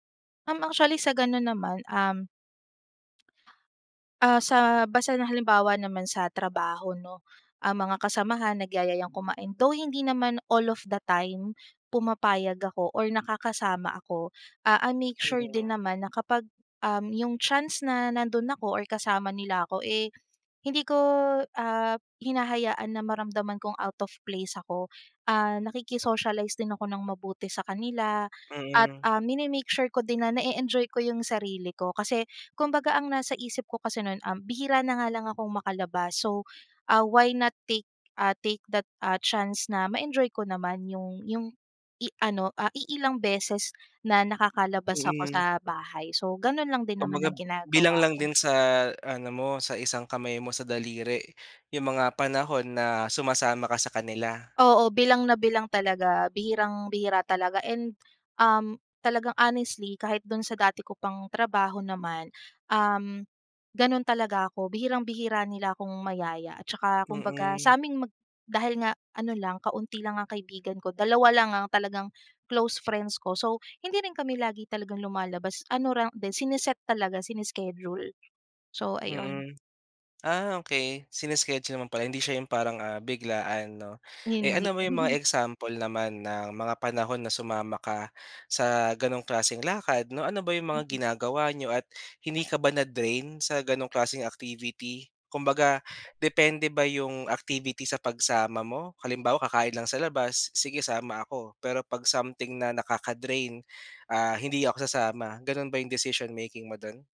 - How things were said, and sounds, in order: other noise; background speech; tapping; dog barking; other background noise; tongue click; "lang" said as "rang"; chuckle
- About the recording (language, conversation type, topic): Filipino, podcast, Ano ang simpleng ginagawa mo para hindi maramdaman ang pag-iisa?